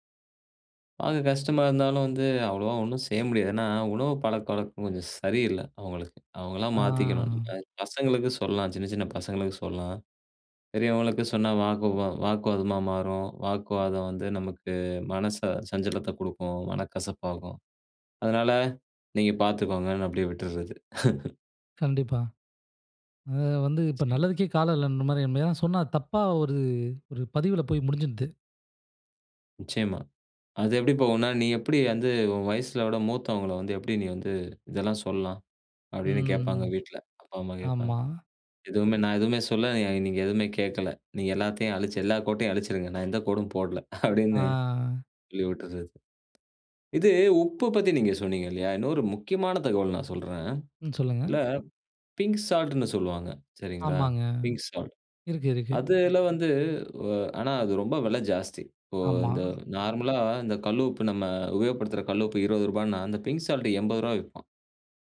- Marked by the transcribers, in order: drawn out: "ஆ"; laugh; drawn out: "ம்"; drawn out: "ஆ"; laughing while speaking: "அப்டின்னு"; in English: "பிங்க் சால்ட்ன்னு"; in English: "பிங்க் சால்ட்"; in English: "பிங்க் சால்ட்"
- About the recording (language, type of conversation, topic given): Tamil, podcast, உணவில் சிறிய மாற்றங்கள் எப்படி வாழ்க்கையை பாதிக்க முடியும்?